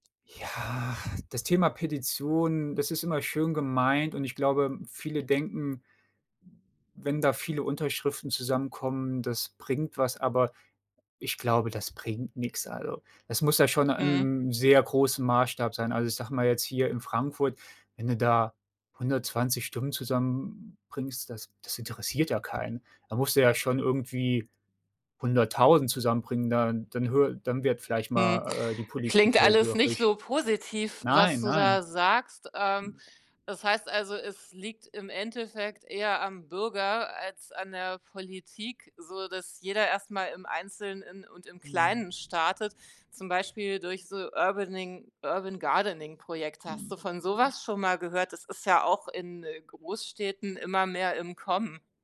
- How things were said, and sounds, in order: drawn out: "Ja"; tapping; other background noise; other noise
- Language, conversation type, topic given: German, podcast, Wie können Städte grüner und kühler werden?